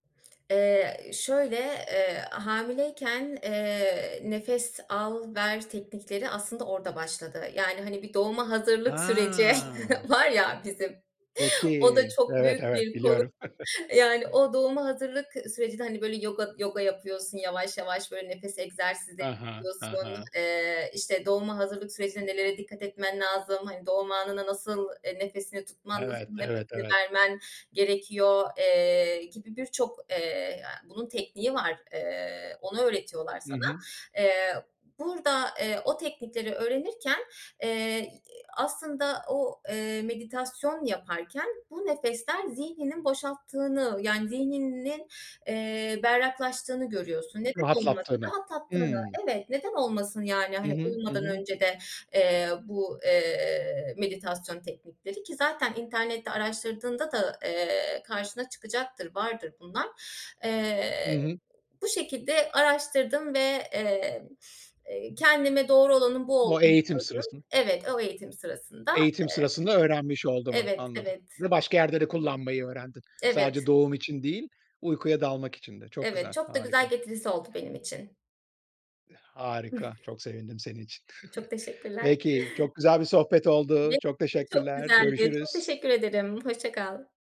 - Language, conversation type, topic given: Turkish, podcast, Uyku düzenin nasıl gidiyor ve daha iyi uyumak için nelere dikkat ediyorsun?
- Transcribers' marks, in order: drawn out: "Ha"; laughing while speaking: "var ya bizim, o da çok büyük bir konu"; chuckle; other background noise; chuckle